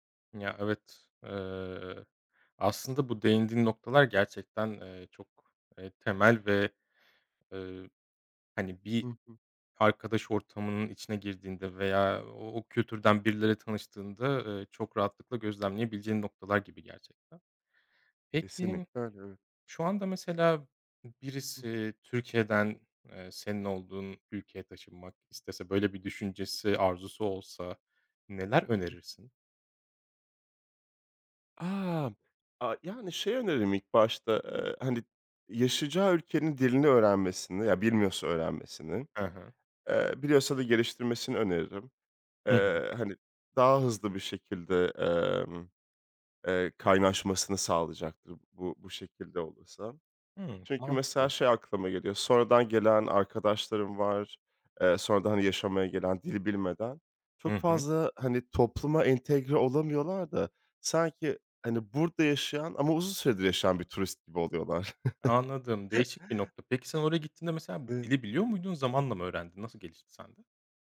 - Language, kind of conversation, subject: Turkish, podcast, Hayatında seni en çok değiştiren deneyim neydi?
- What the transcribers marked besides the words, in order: other background noise; tapping; other noise; chuckle